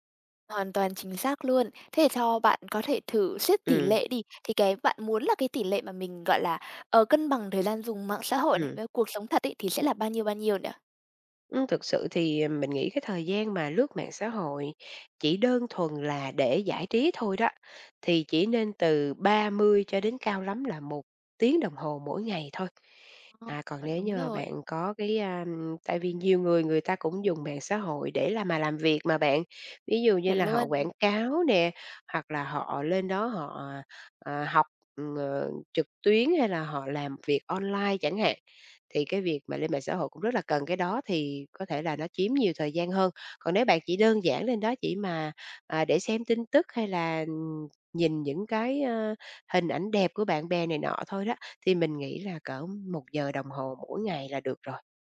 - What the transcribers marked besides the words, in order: tapping
- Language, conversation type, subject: Vietnamese, podcast, Bạn cân bằng thời gian dùng mạng xã hội với đời sống thực như thế nào?